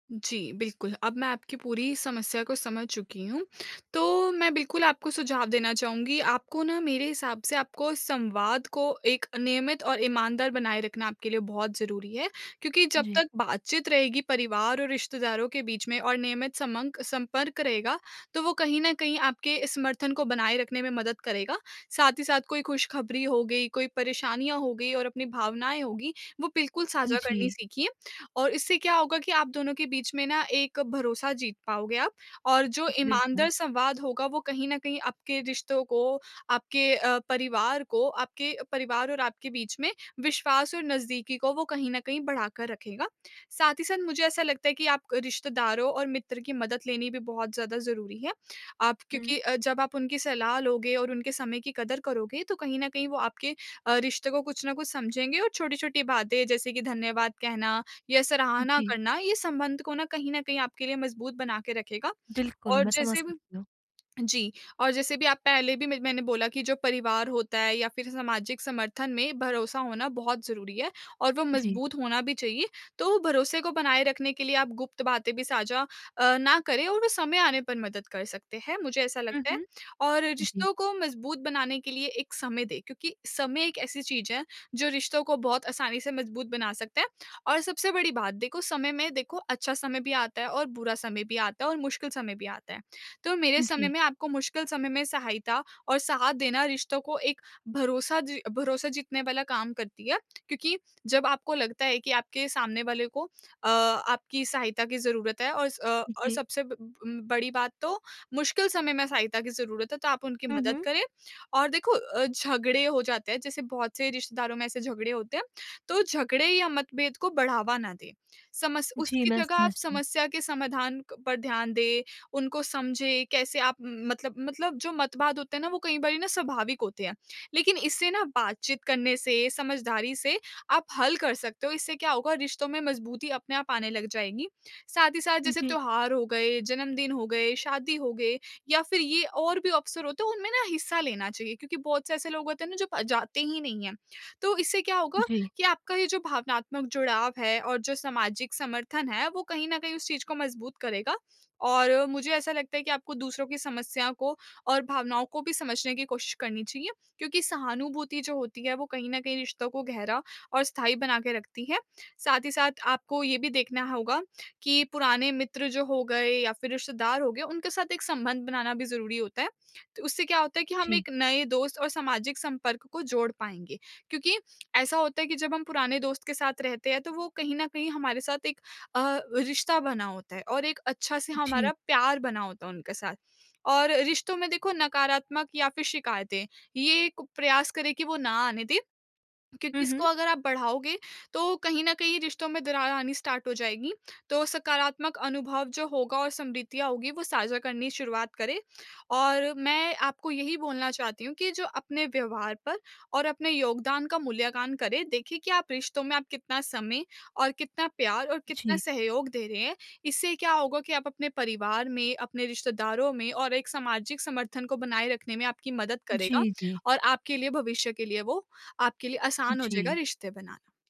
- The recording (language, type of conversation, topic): Hindi, advice, नए शहर में परिवार, रिश्तेदारों और सामाजिक सहारे को कैसे बनाए रखें और मजबूत करें?
- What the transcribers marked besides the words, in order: in English: "स्टार्ट"